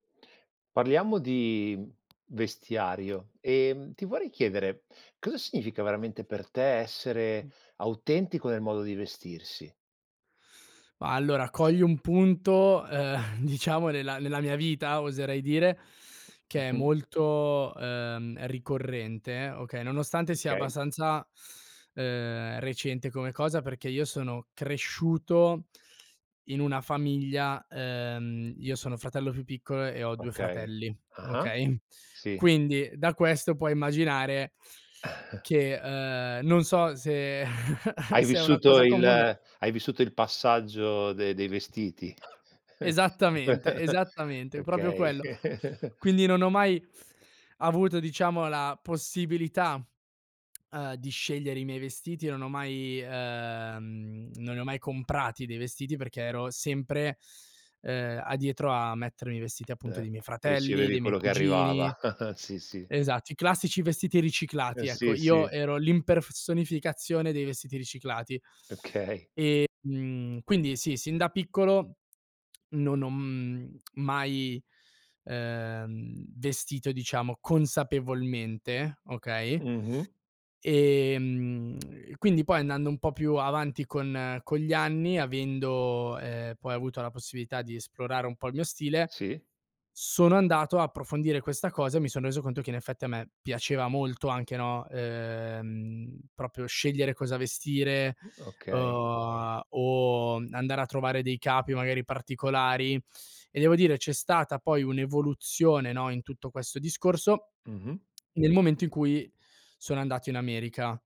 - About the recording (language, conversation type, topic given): Italian, podcast, Che cosa significa per te vestirti in modo autentico?
- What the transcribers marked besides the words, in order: drawn out: "di"; tapping; other background noise; other noise; chuckle; drawn out: "ehm"; drawn out: "ehm"; chuckle; chuckle; "proprio" said as "propio"; chuckle; drawn out: "ehm"; chuckle; "l'impersonificazione" said as "l'imperfesonificazione"; drawn out: "ehm"; drawn out: "Ehm"; drawn out: "avendo"; drawn out: "ehm"; drawn out: "uhm"